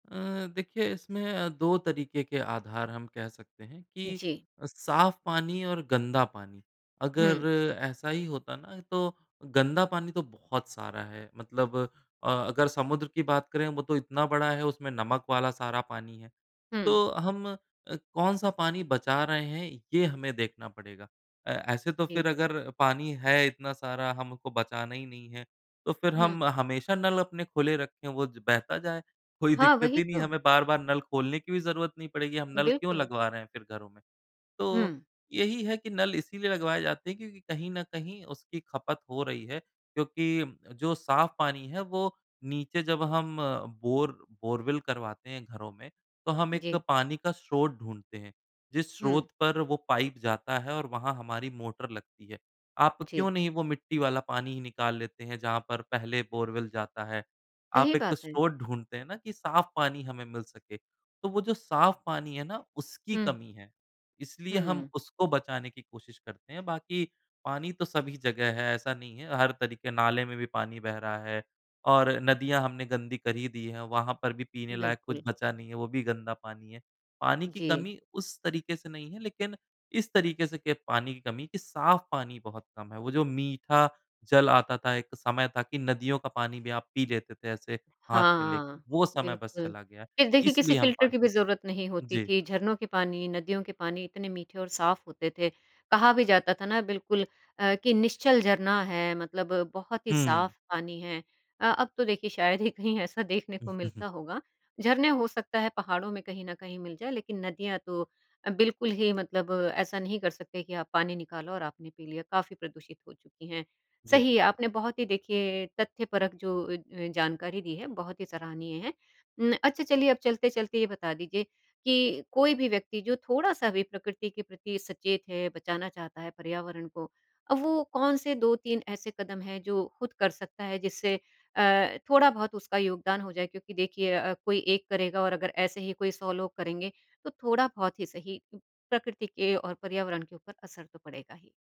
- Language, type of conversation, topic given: Hindi, podcast, आप प्रकृति के प्रति आदर कैसे दिखाते हैं?
- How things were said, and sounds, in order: none